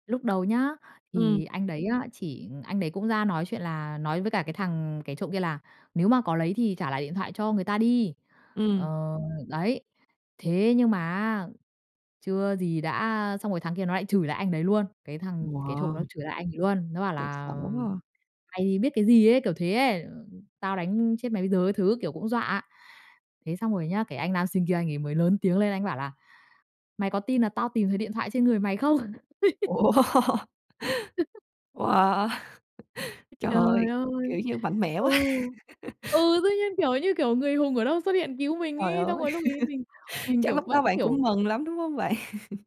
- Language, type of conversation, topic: Vietnamese, podcast, Bạn có thể kể lại lần bạn gặp một người đã giúp bạn trong lúc khó khăn không?
- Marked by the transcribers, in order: tapping; other background noise; laugh; laughing while speaking: "Wow, wow!"; laugh; laughing while speaking: "quá!"; laugh; laugh; chuckle